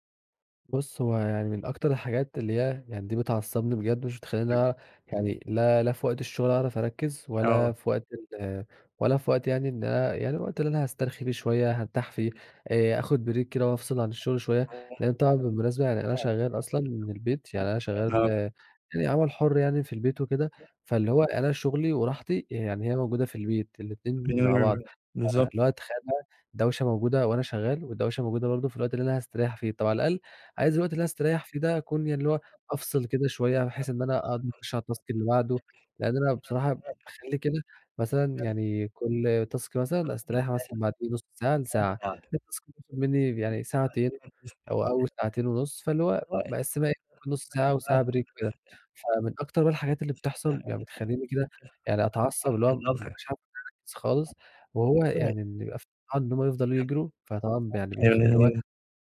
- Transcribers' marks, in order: in English: "Break"; background speech; other background noise; in English: "الtask"; in English: "task"; in English: "break"; unintelligible speech
- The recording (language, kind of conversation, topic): Arabic, advice, إزاي أقدر أسترخى في البيت مع الدوشة والمشتتات؟